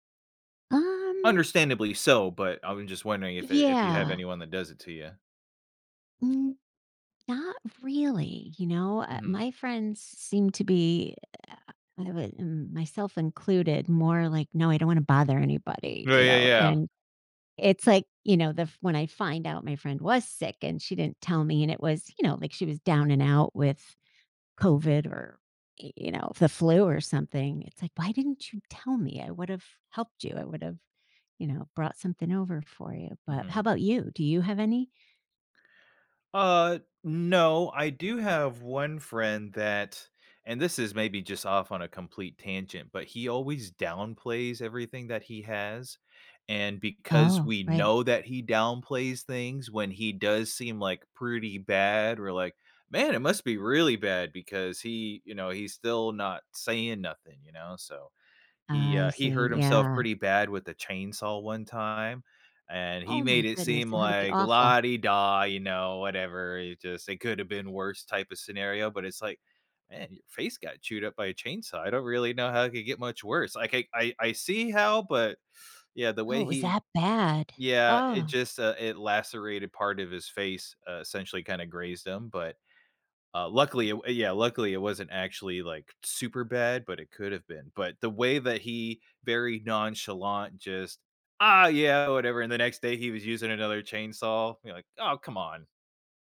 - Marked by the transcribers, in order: drawn out: "Um"; other background noise
- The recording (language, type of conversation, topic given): English, unstructured, How should I decide who to tell when I'm sick?